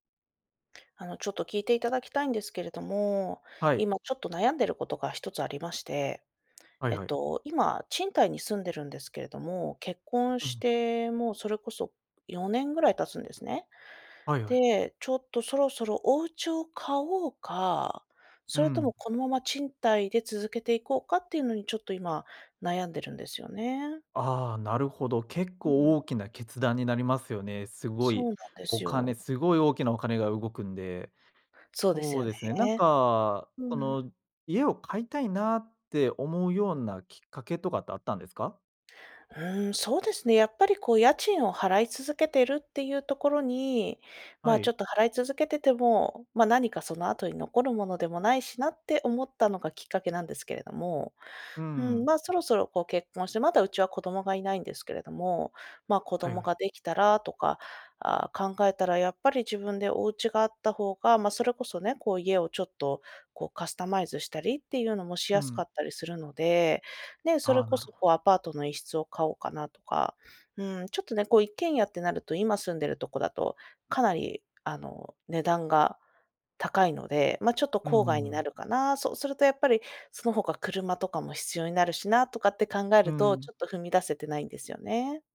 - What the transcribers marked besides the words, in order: none
- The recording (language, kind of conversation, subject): Japanese, advice, 住宅を買うべきか、賃貸を続けるべきか迷っていますが、どう判断すればいいですか?